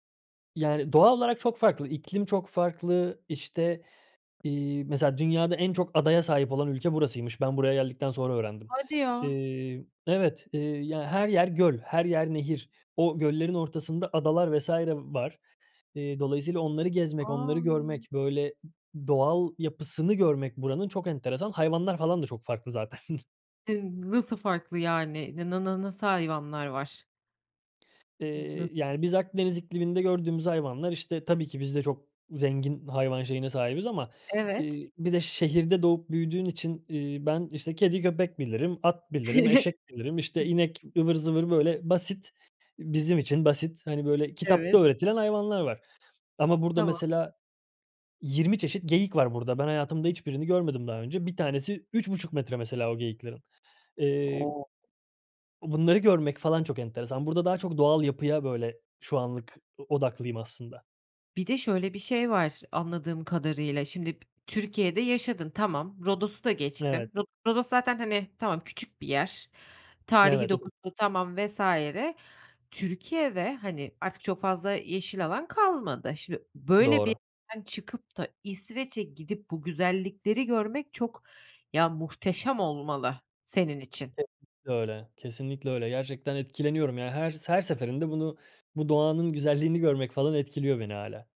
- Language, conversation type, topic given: Turkish, podcast, Küçük adımlarla sosyal hayatımızı nasıl canlandırabiliriz?
- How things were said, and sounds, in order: tapping; other background noise; other noise; chuckle; unintelligible speech; chuckle; laughing while speaking: "güzelliğini"